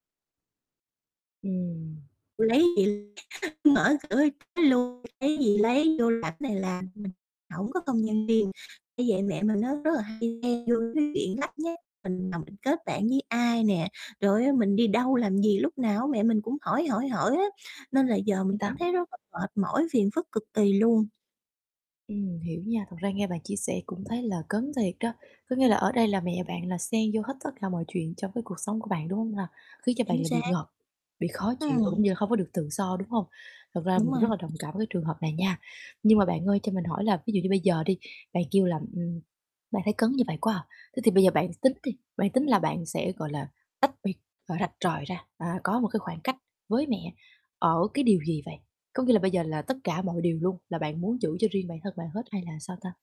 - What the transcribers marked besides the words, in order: distorted speech; tapping; other background noise
- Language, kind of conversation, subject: Vietnamese, advice, Làm sao để đặt ranh giới rõ ràng với người thân?